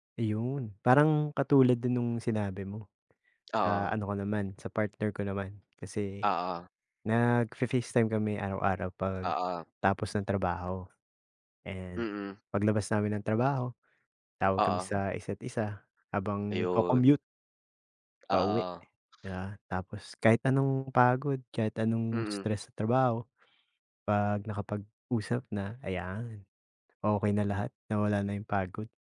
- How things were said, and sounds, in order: none
- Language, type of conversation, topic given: Filipino, unstructured, Ano ang nagpapasaya sa puso mo araw-araw?